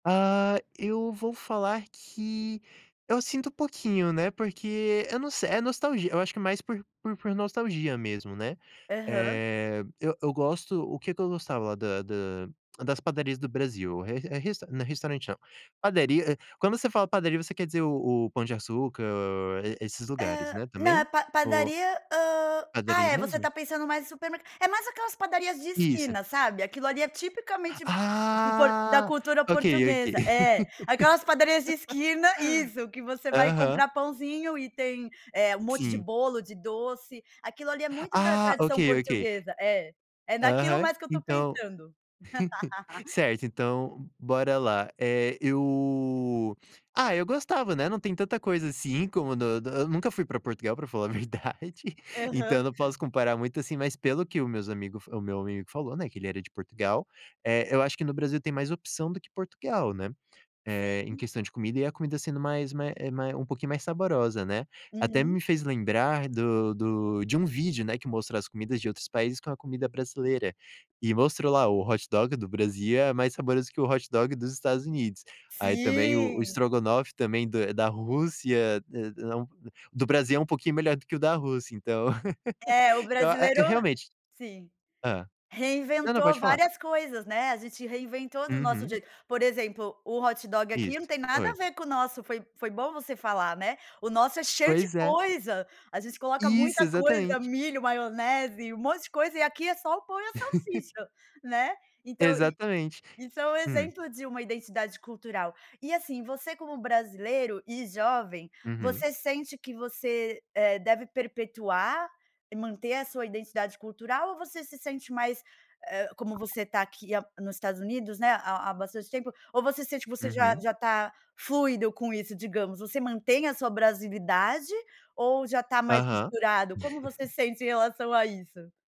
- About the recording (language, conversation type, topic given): Portuguese, podcast, Como os jovens podem fortalecer a identidade cultural?
- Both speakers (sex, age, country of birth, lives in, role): female, 40-44, Brazil, United States, host; male, 20-24, Brazil, United States, guest
- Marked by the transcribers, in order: gasp; laugh; gasp; giggle; laugh; stressed: "Sim"; giggle; giggle; tapping; chuckle